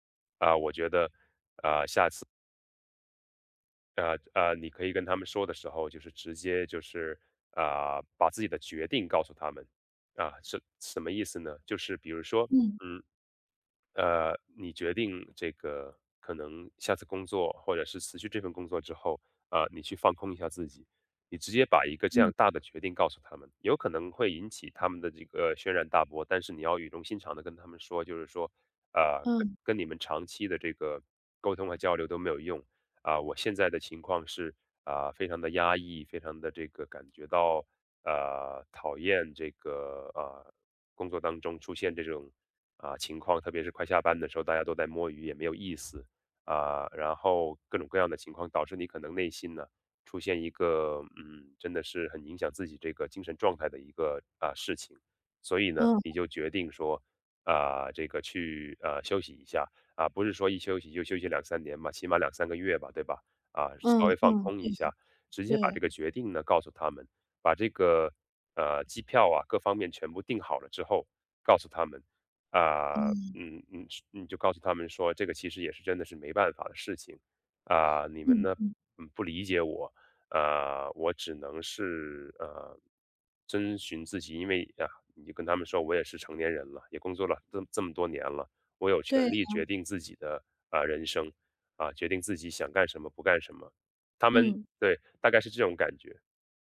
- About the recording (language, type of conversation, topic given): Chinese, advice, 当你选择不同的生活方式却被家人朋友不理解或责备时，你该如何应对？
- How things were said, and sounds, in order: none